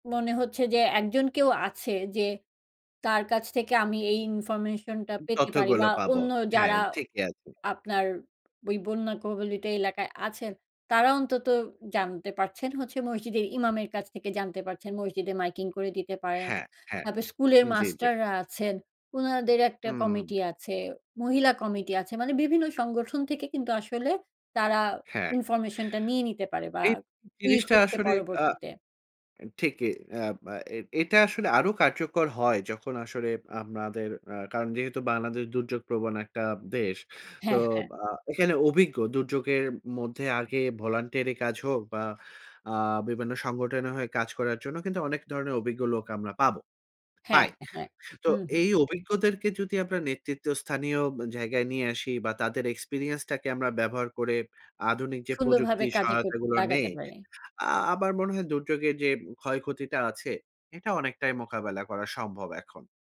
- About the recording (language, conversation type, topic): Bengali, podcast, দুর্যোগের সময় কমিউনিটি কীভাবে একজোট হতে পারে?
- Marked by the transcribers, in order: other background noise; "আপনাদের" said as "আমনাদের"; tapping